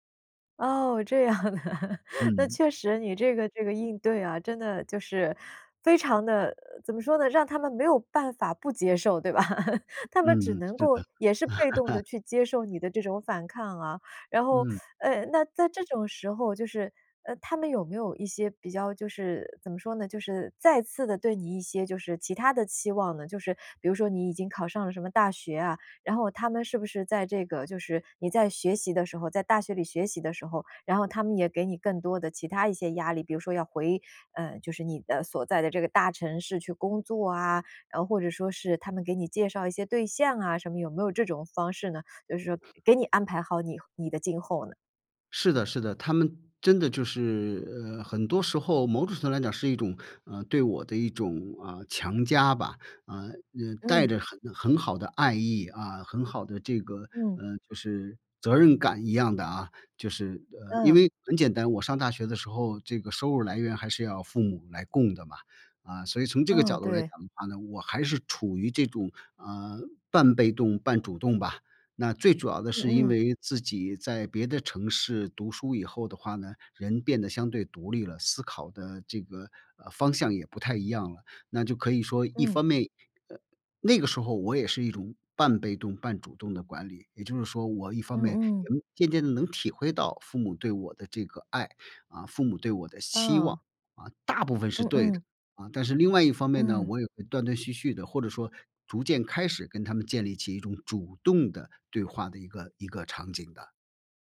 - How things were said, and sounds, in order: laughing while speaking: "这样啊"; laugh; other background noise; laugh; teeth sucking; other noise
- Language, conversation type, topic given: Chinese, podcast, 当父母对你的期望过高时，你会怎么应对？